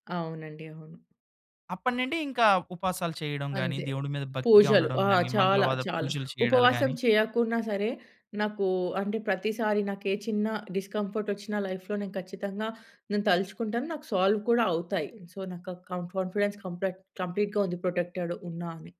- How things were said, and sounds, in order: in English: "లైఫ్‌లో"; in English: "సాల్వ్"; in English: "సో"; in English: "కాన్ఫిడెన్స్ కంప్లెట్ కంప్లీట్‌గా"; in English: "ప్రొటెక్టెడ్"
- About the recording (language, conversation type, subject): Telugu, podcast, ఉపవాసం గురించి మీకు ఎలాంటి అనుభవం లేదా అభిప్రాయం ఉంది?